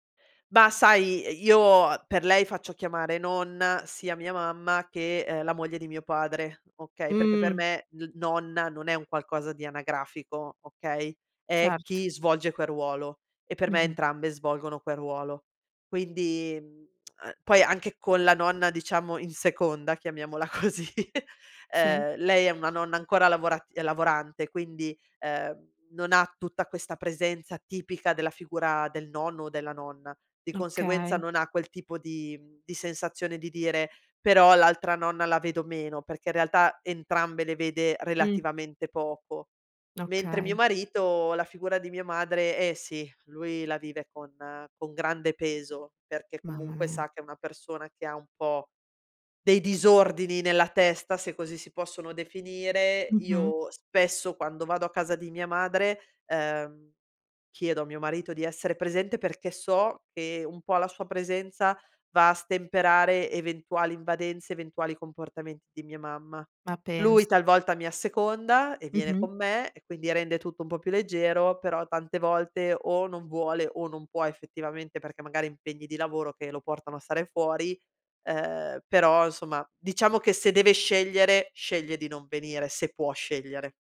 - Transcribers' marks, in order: tsk; laughing while speaking: "chiamiamola così"; chuckle; "insomma" said as "nsomma"
- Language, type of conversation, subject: Italian, podcast, Come stabilire dei limiti con parenti invadenti?